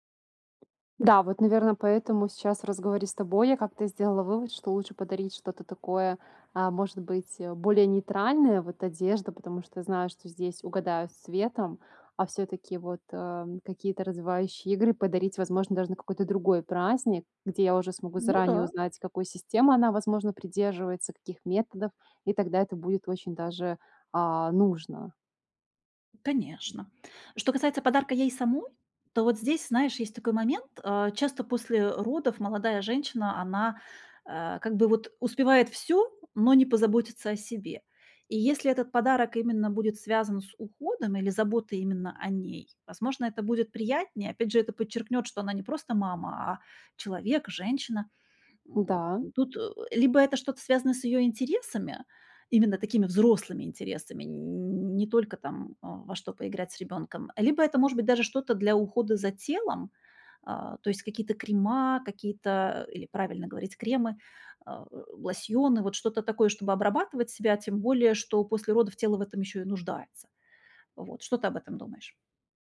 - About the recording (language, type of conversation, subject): Russian, advice, Как подобрать подарок, который действительно порадует человека и не будет лишним?
- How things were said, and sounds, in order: other background noise